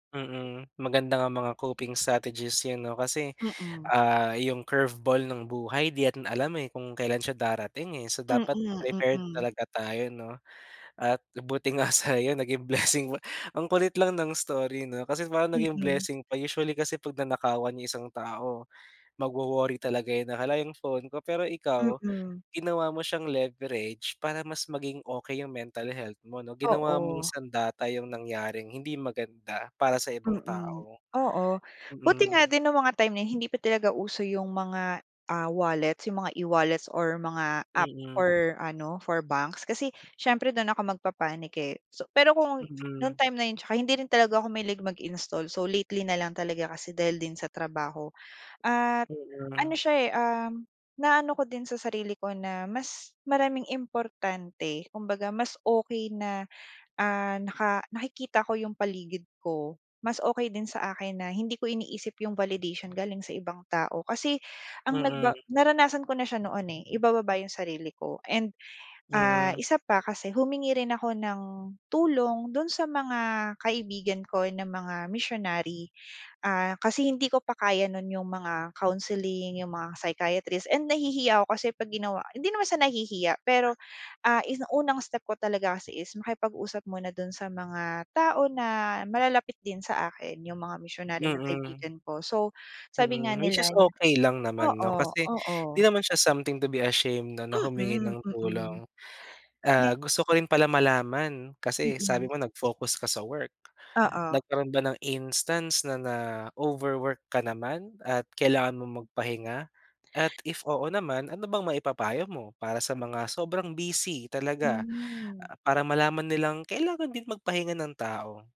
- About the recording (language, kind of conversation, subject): Filipino, podcast, Paano mo inaalagaan ang kalusugan ng isip mo araw-araw?
- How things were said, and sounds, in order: in English: "coping strategies"; in English: "curve ball"; tapping; laughing while speaking: "At buti nga sa'yo naging blessing. Ang kulit lang ng story 'no"; other background noise; in English: "leverage"; other noise; in English: "something to be ashamed"